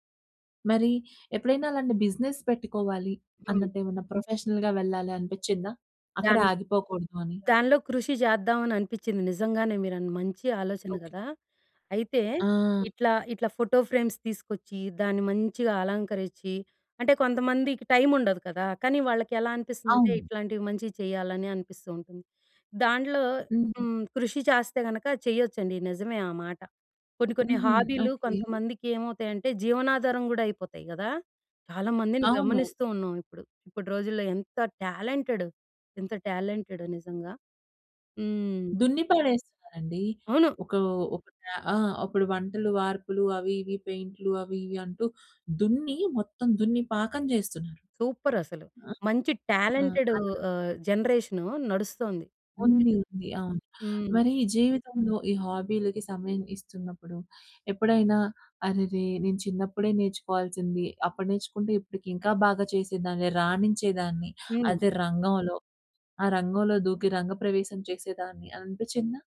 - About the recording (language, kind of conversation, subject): Telugu, podcast, పని, వ్యక్తిగత జీవితం రెండింటిని సమతుల్యం చేసుకుంటూ మీ హాబీకి సమయం ఎలా దొరకబెట్టుకుంటారు?
- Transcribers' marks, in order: in English: "బిజినెస్"; in English: "ప్రొఫెషనల్‌గా"; in English: "ఫోటో ఫ్రేమ్స్"; in English: "టాలెంటెడ్"; in English: "టాలెంటెడ్"; in English: "సూపర్"; other noise; other background noise